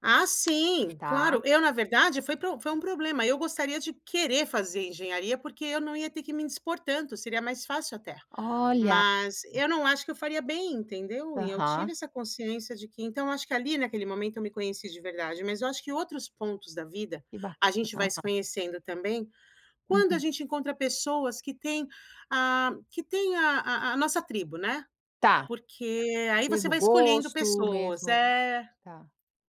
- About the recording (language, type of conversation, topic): Portuguese, podcast, Como você começou a se conhecer de verdade?
- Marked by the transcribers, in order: tapping; other noise